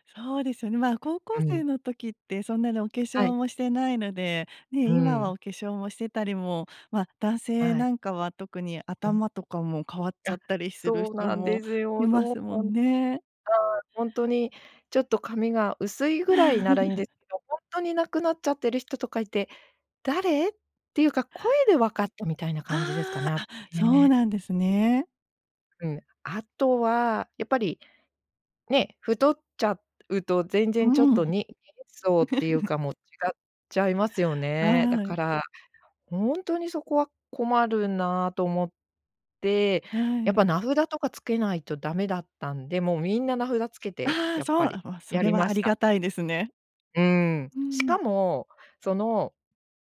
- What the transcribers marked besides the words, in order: laugh; giggle
- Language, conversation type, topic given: Japanese, podcast, 長年会わなかった人と再会したときの思い出は何ですか？